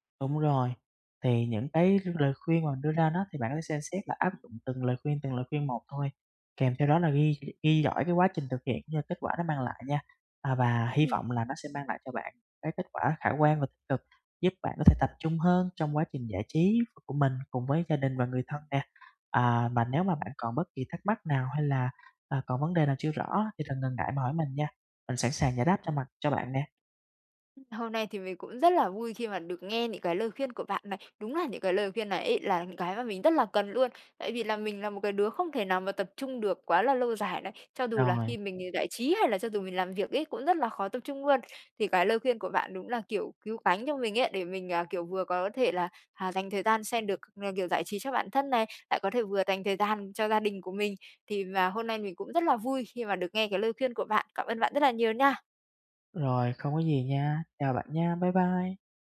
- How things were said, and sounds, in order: tapping; other background noise
- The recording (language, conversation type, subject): Vietnamese, advice, Làm sao để tránh bị xao nhãng khi xem phim hoặc nghe nhạc ở nhà?